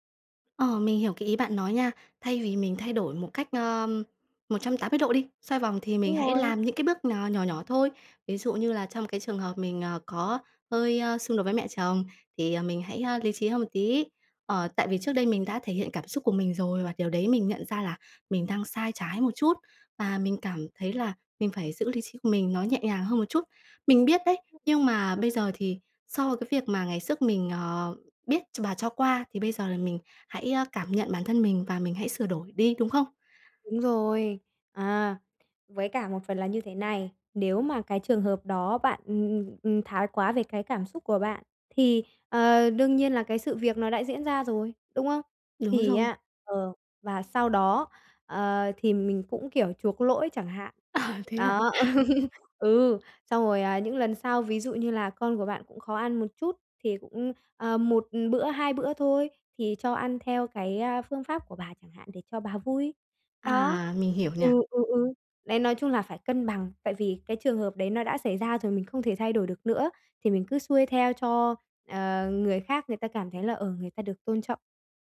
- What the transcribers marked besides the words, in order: other background noise; tapping; laugh; laughing while speaking: "À, thế à?"
- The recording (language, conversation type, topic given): Vietnamese, advice, Làm sao tôi biết liệu mình có nên đảo ngược một quyết định lớn khi lý trí và cảm xúc mâu thuẫn?